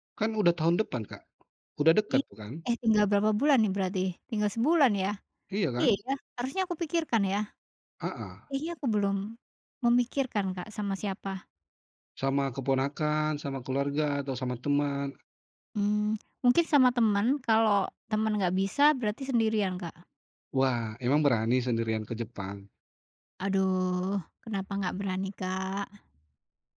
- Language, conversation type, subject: Indonesian, podcast, Apa yang kamu pelajari tentang waktu dari menyaksikan matahari terbit?
- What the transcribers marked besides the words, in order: tapping